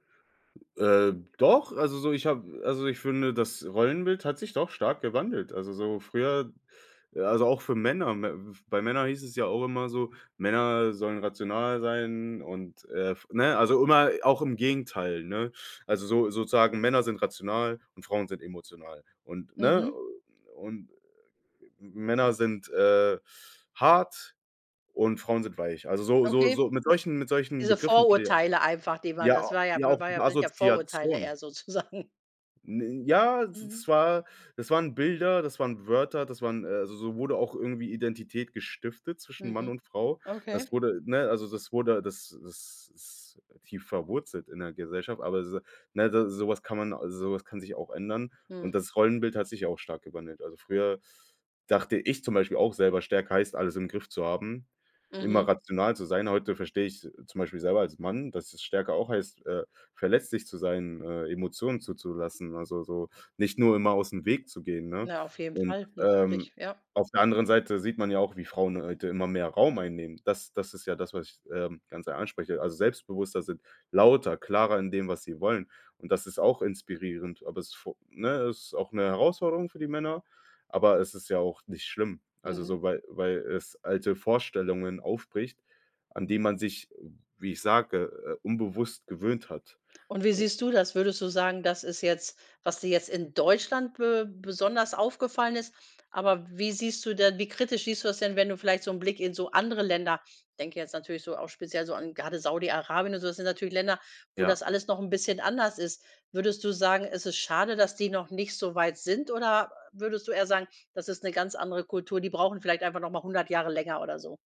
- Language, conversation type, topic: German, podcast, Wie hat sich euer Rollenverständnis von Mann und Frau im Laufe der Zeit verändert?
- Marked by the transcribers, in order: other background noise; laughing while speaking: "sozusagen"